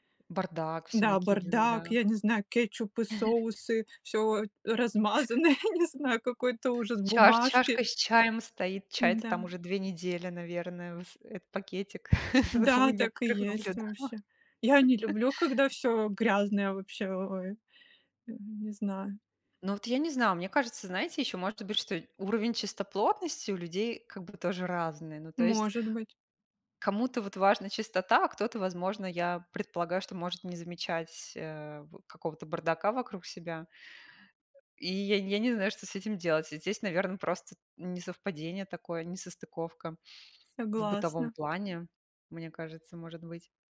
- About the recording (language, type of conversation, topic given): Russian, unstructured, Почему люди не убирают за собой в общественных местах?
- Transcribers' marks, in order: chuckle; laugh; laugh; laughing while speaking: "наблюдала"; laugh